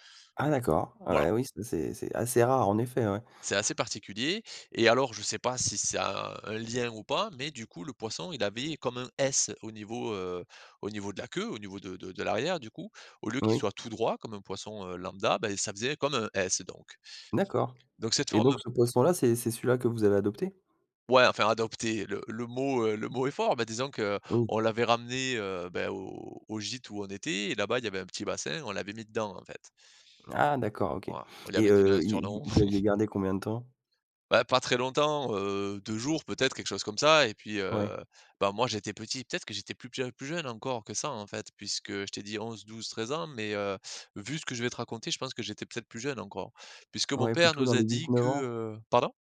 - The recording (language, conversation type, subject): French, podcast, Quel est ton plus beau souvenir en famille ?
- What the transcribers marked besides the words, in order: other background noise; chuckle